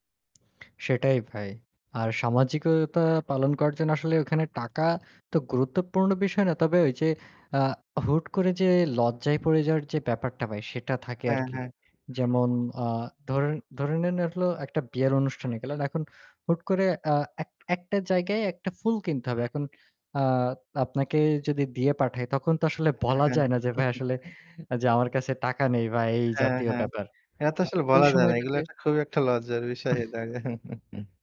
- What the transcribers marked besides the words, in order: static; other background noise; chuckle; scoff; chuckle
- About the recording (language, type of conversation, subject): Bengali, unstructured, টাকা না থাকলে জীবন কেমন হয় বলে তোমার মনে হয়?